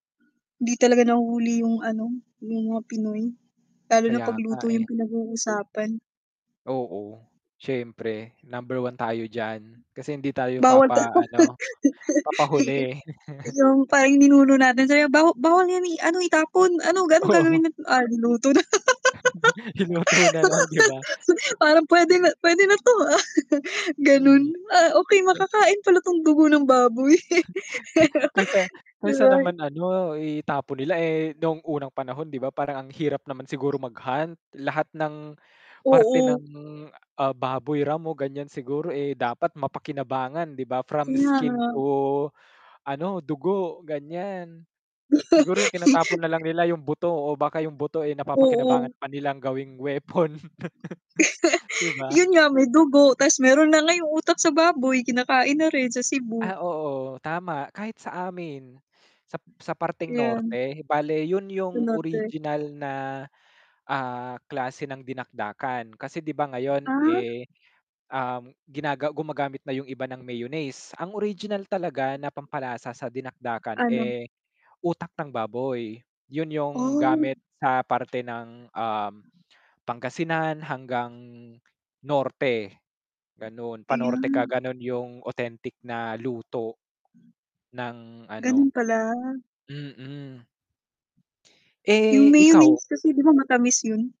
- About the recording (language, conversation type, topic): Filipino, unstructured, Nakakain ka na ba ng dinuguan, at ano ang naging reaksyon mo?
- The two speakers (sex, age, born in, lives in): female, 25-29, Philippines, Philippines; male, 25-29, Philippines, Philippines
- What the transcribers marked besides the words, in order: mechanical hum; static; other background noise; laugh; wind; dog barking; chuckle; laughing while speaking: "Oo"; chuckle; laughing while speaking: "Iluto na lang 'di ba?"; laughing while speaking: "naluto na. Parang puwede na puwede na 'to, ah"; laugh; laugh; laugh; chuckle; laughing while speaking: "gawing weapon"; laugh; tapping